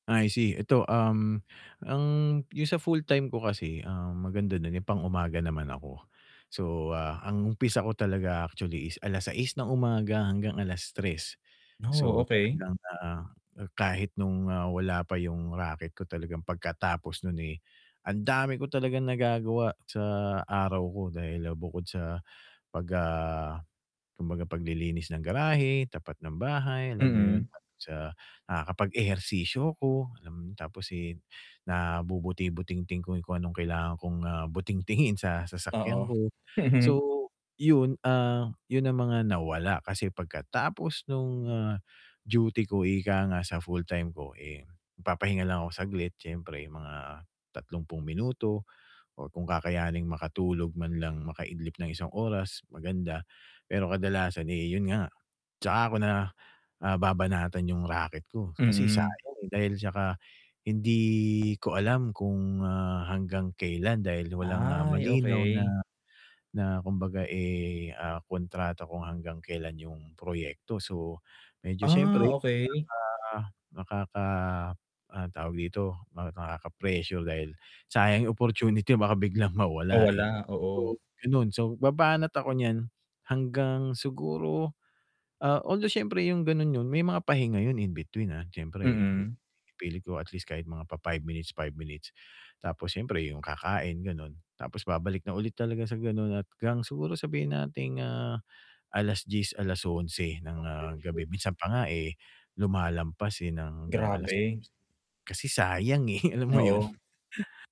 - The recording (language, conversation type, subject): Filipino, advice, Paano ako makapagtatakda ng malinaw na oras para sa trabaho?
- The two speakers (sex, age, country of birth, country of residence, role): male, 25-29, Philippines, Philippines, advisor; male, 45-49, Philippines, Philippines, user
- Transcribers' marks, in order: static; distorted speech; chuckle; drawn out: "hindi"; drawn out: "Ay"; drawn out: "ah"; unintelligible speech; scoff